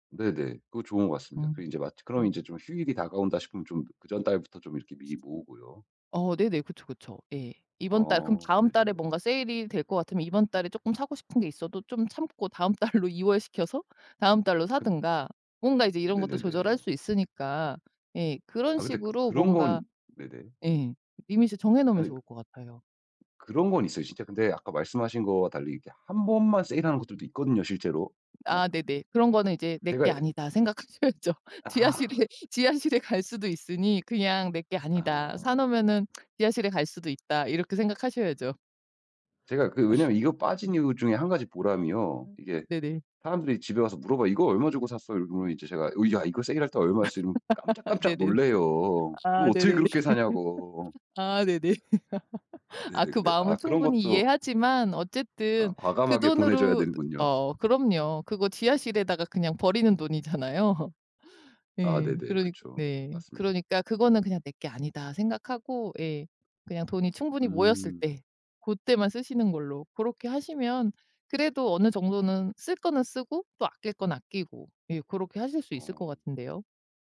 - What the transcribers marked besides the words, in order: other background noise; laughing while speaking: "달로"; in English: "리밋을"; laughing while speaking: "생각하셔야죠. 지하실에 지하실에"; tsk; other noise; laugh; laughing while speaking: "네네. 아 네네네. 아 네네"; laugh; laughing while speaking: "되는군요"; laughing while speaking: "돈이잖아요"
- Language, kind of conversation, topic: Korean, advice, 여유로 하는 지출을 하면 왜 죄책감이 들어서 즐기지 못하나요?